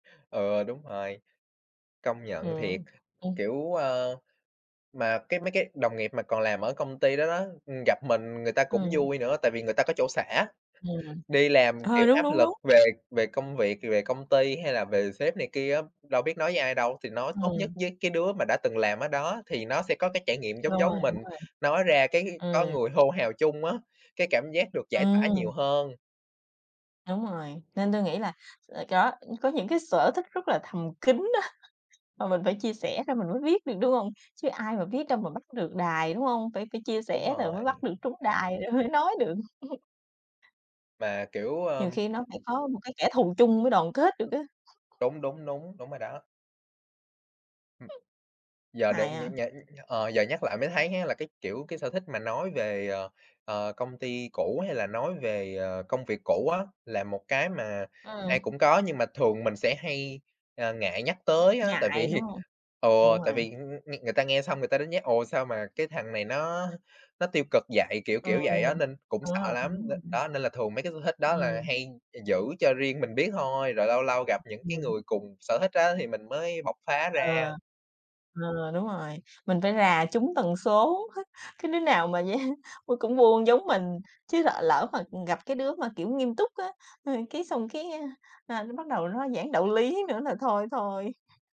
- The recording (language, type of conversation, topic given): Vietnamese, unstructured, Bạn cảm thấy thế nào khi chia sẻ sở thích của mình với bạn bè?
- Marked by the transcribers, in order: chuckle; unintelligible speech; other background noise; unintelligible speech; tapping; unintelligible speech; chuckle; laughing while speaking: "rồi mới"; chuckle; unintelligible speech; laughing while speaking: "vì"; unintelligible speech; unintelligible speech; chuckle; laughing while speaking: "vậy"